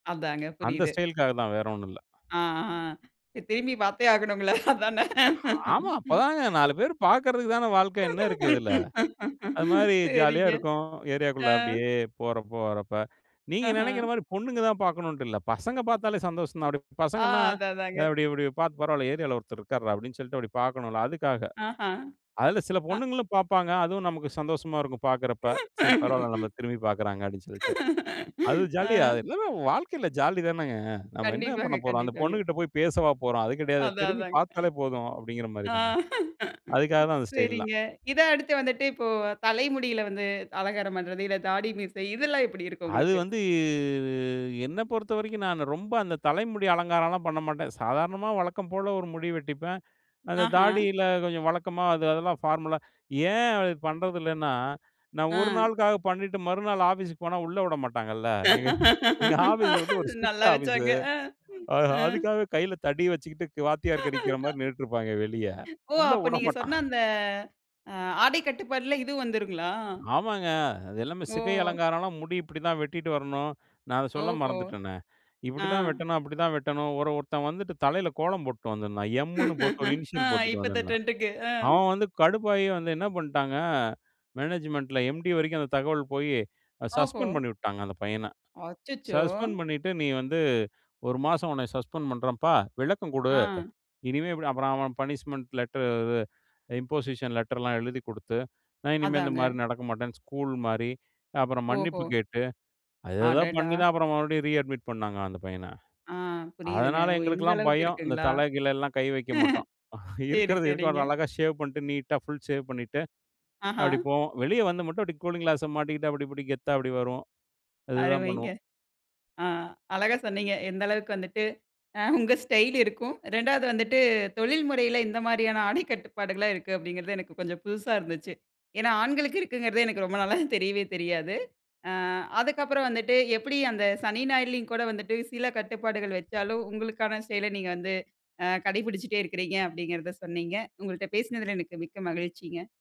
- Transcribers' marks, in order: laughing while speaking: "ஆகணும் இல்ல, அதானே?"; laugh; laughing while speaking: "சரிங்க"; laugh; laugh; laughing while speaking: "கண்டிப்பாங்க கண்டிப்பாங்க"; laughing while speaking: "அதான் அதாங்க. ஆ, சரிங்க"; drawn out: "வந்து"; laughing while speaking: "எங்க எங்க"; laugh; laughing while speaking: "நல்லா வெச்சாங்க. ஆ, ஆ"; in English: "ஸ்ட்ரிக்ட் ஆபீஸூ"; "வாத்தியாருங்க அடிக்குற" said as "வாத்தியார் கடிக்கிற"; laugh; drawn out: "அந்த"; laughing while speaking: "உள்ள உடமாட்டான்"; laughing while speaking: "ஆ, இப்பத்து ட்ரெண்ட்க்கு. ஆ"; in English: "எம்ன்னு"; in English: "இனிஷியல்"; in English: "மேனேஜ்மெண்ட்ல எம்டி"; in English: "சஸ்பெண்ட்"; in English: "சஸ்பெண்ட்"; in English: "சஸ்பெண்ட்"; in English: "பனிஷ்மெண்ட் லெட்டர்"; in English: "இம்போசிஷன் லெட்டர்லாம்"; in English: "ரீ-அட்மிட்"; chuckle; laughing while speaking: "இருக்கிறத இருக்கிற"; laughing while speaking: "சரி, சரிங்க"; in English: "ஷேவ்"; in English: "நீட்டா, ஃபுல் ஷேவ்"; in English: "கூலிங் கிளாஸை"; laughing while speaking: "அ, உங்க ஸ்டைல் இருக்கும்"; laughing while speaking: "ஆடைக்"; laughing while speaking: "ரொம்ப நாளா"; tapping; wind
- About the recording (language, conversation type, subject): Tamil, podcast, தொழில்முறை வாழ்க்கைக்கும் உங்கள் தனிப்பட்ட அலங்கார பாணிக்கும் இடையிலான சமநிலையை நீங்கள் எப்படி வைத்துக்கொள்கிறீர்கள்?